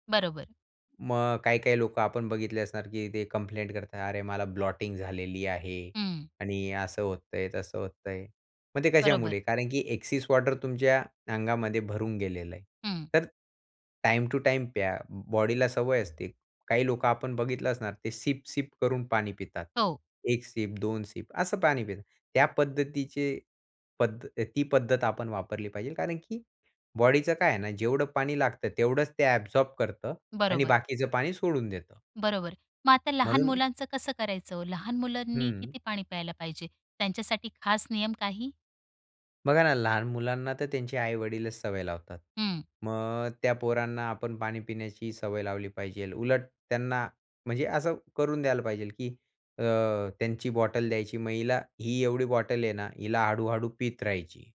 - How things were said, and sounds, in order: in English: "कंप्लेंट"; in English: "ब्लॉटिंग"; in English: "ॲक्सेस वॉटर"; in English: "टाईम टू टाईम"; in English: "सिप-सिप"; in English: "सिप"; in English: "सिप"; in English: "ॲबसॉर्ब"
- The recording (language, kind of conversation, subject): Marathi, podcast, पाणी पिण्याची सवय चांगली कशी ठेवायची?